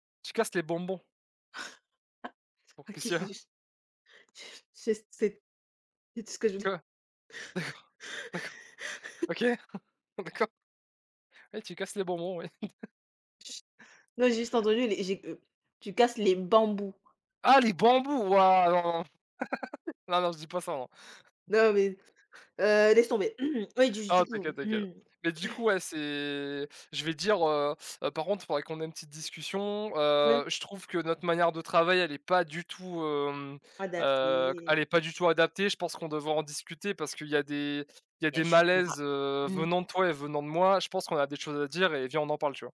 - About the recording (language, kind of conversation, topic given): French, unstructured, Penses-tu que la vérité doit toujours être dite, même si elle blesse ?
- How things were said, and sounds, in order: chuckle; laughing while speaking: "D'accord, d'accord, OK, d'accord"; chuckle; chuckle; stressed: "bambous"; surprised: "Ah les bambous wouah"; chuckle; other background noise; throat clearing; drawn out: "Adapter"